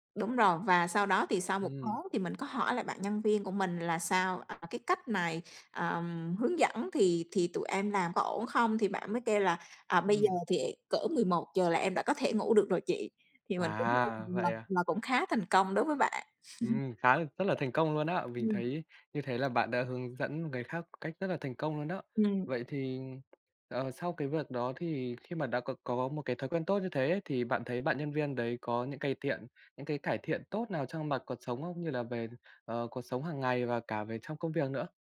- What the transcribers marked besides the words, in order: unintelligible speech; tapping; laugh
- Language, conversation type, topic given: Vietnamese, podcast, Bạn làm thế nào để bắt đầu một thói quen mới dễ dàng hơn?